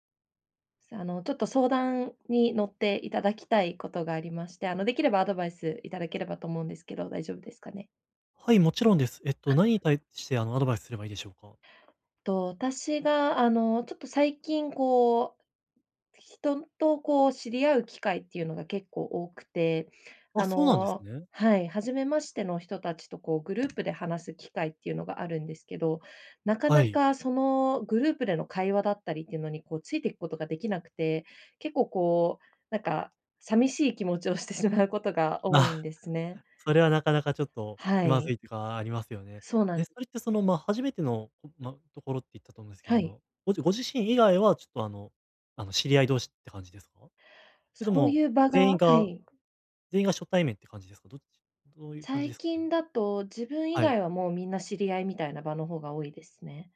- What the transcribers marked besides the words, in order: tapping; laughing while speaking: "気持ちをしてしまうことが"
- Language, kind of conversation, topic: Japanese, advice, グループの集まりで、どうすれば自然に会話に入れますか？